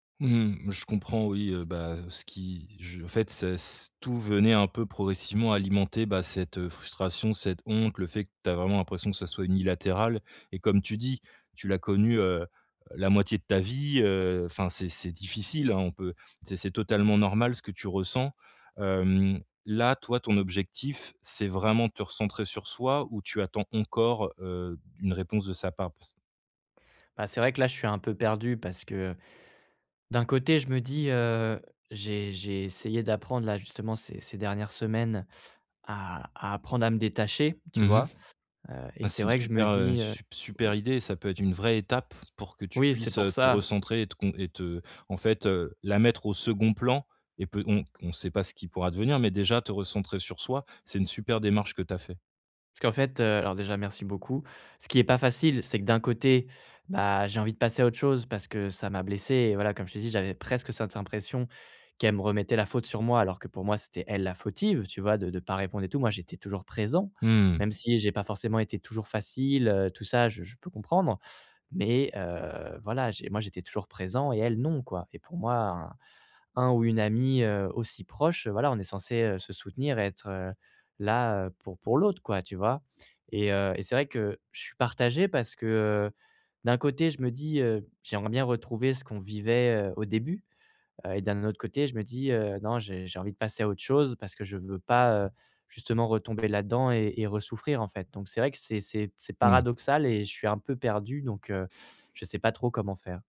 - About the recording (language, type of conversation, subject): French, advice, Comment reconstruire ta vie quotidienne après la fin d’une longue relation ?
- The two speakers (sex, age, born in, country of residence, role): male, 25-29, France, France, user; male, 35-39, France, France, advisor
- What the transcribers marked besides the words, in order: tapping; stressed: "honte"; stressed: "vraie étape"